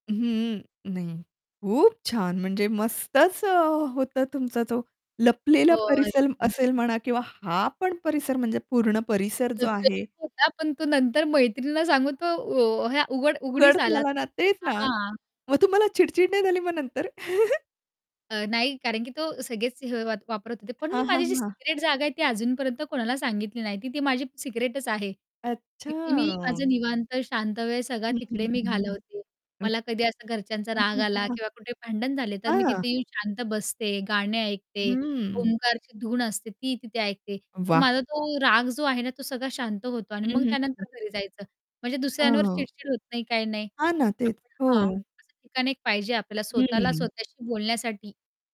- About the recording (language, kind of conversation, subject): Marathi, podcast, तुमच्या परिसरातली लपलेली जागा कोणती आहे, आणि ती तुम्हाला का आवडते?
- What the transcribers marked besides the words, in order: other background noise; "परिसर" said as "परिसल"; distorted speech; unintelligible speech; chuckle; static; mechanical hum; unintelligible speech; tapping